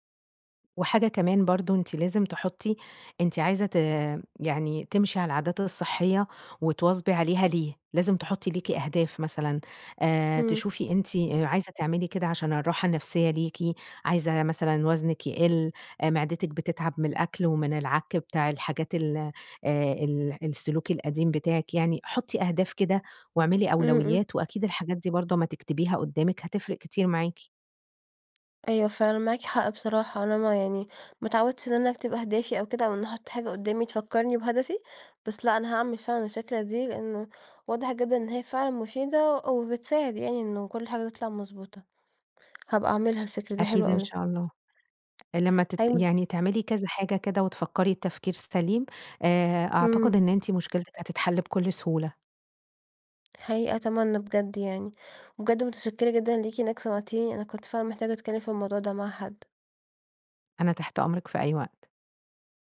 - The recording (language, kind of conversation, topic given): Arabic, advice, ليه برجع لعاداتي القديمة بعد ما كنت ماشي على عادات صحية؟
- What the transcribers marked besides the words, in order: tapping